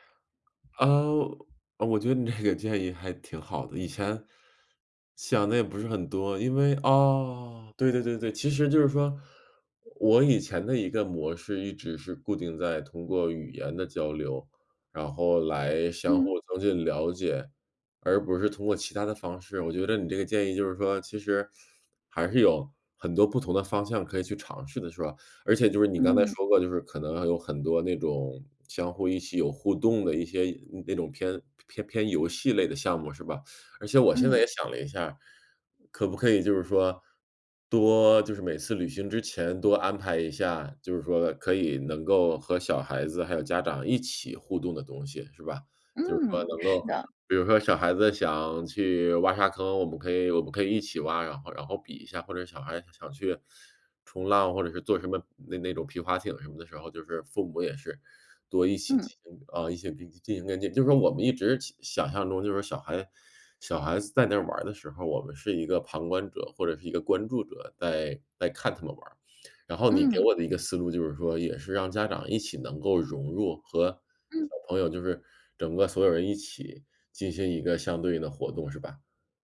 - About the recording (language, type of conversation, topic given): Chinese, advice, 旅行时我很紧张，怎样才能减轻旅行压力和焦虑？
- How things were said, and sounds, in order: laughing while speaking: "这个"